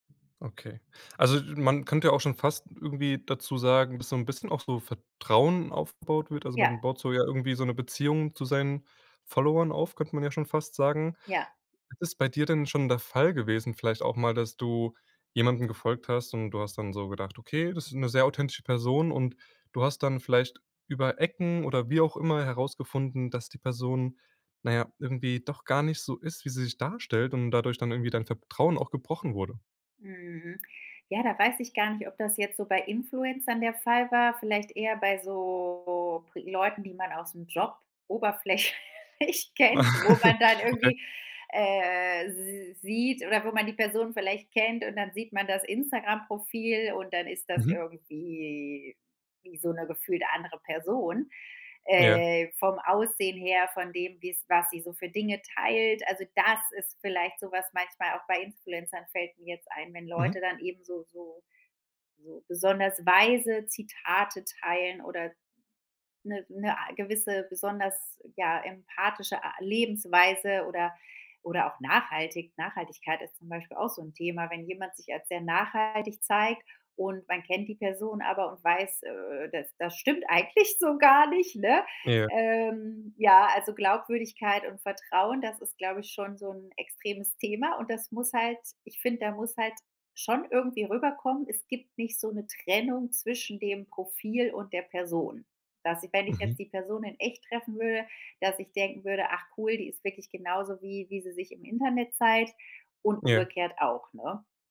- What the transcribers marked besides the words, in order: drawn out: "so"; laughing while speaking: "oberflächlich kennt"; laugh; drawn out: "irgendwie"; stressed: "das"; joyful: "eigentlich so gar nicht"
- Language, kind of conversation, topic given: German, podcast, Was macht für dich eine Influencerin oder einen Influencer glaubwürdig?
- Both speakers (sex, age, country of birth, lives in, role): female, 35-39, Germany, Spain, guest; male, 20-24, Germany, Germany, host